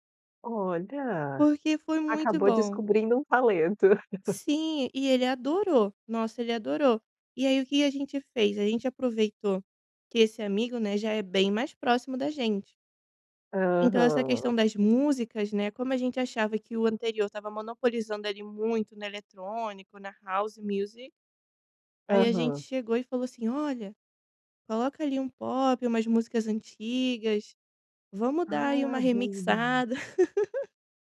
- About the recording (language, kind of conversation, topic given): Portuguese, podcast, Como montar uma playlist compartilhada que todo mundo curta?
- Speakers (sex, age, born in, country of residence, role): female, 25-29, Brazil, Italy, guest; female, 30-34, Brazil, Sweden, host
- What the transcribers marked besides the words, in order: giggle; laugh